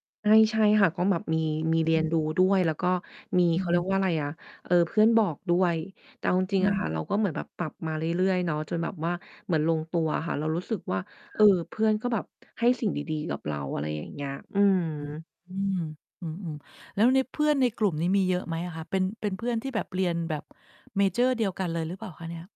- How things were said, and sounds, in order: static; distorted speech; mechanical hum
- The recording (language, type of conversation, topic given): Thai, podcast, คุณเคยเปลี่ยนตัวเองเพื่อให้เข้ากับคนอื่นไหม?